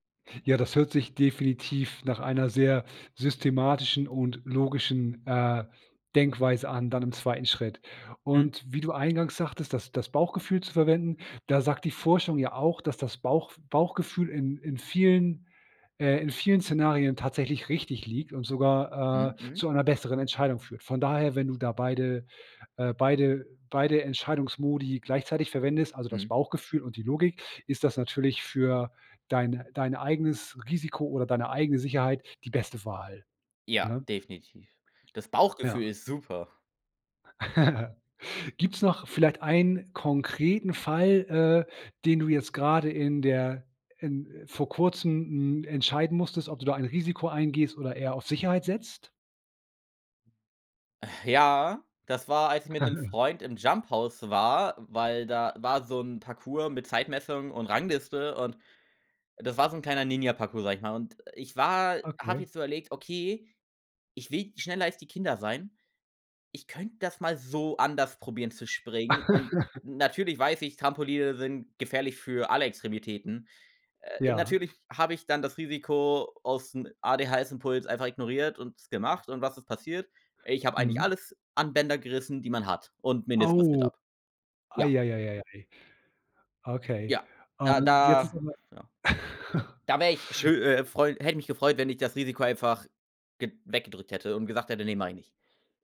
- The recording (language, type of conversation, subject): German, podcast, Wann gehst du lieber ein Risiko ein, als auf Sicherheit zu setzen?
- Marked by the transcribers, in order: stressed: "Bauchgefühl"; stressed: "super"; chuckle; exhale; chuckle; laugh; chuckle